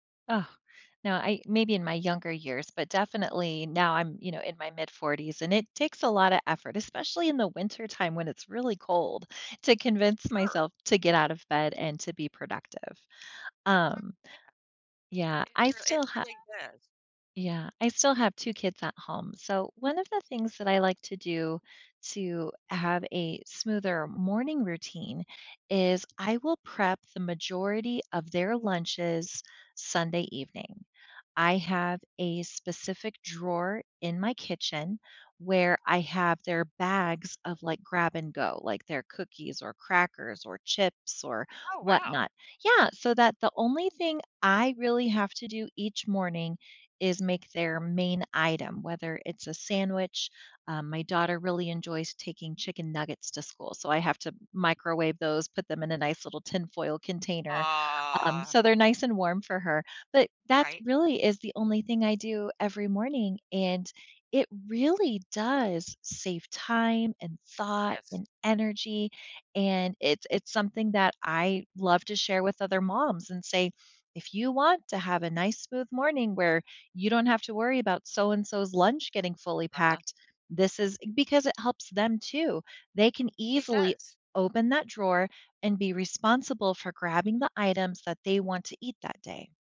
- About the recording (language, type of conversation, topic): English, unstructured, How can I tweak my routine for a rough day?
- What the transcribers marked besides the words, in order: sigh; drawn out: "Aw"